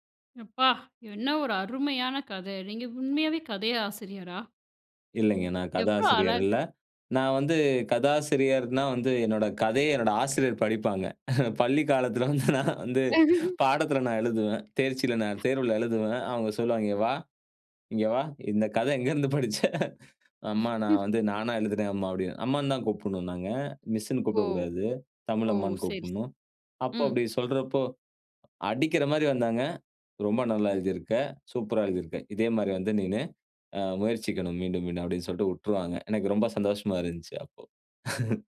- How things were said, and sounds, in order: surprised: "எப்பா! என்ன ஒரு அருமையான கதை"; chuckle; laugh; laugh; other noise; laughing while speaking: "இந்த கதை எங்கேருந்து படிச்ச?"; laugh; chuckle; joyful: "எனக்கு ரொம்ப சந்தோஷமா இருந்துச்சு அப்போ"; laugh
- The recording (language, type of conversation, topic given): Tamil, podcast, ஒரு கதையின் தொடக்கம், நடுத்தரம், முடிவு ஆகியவற்றை நீங்கள் எப்படித் திட்டமிடுவீர்கள்?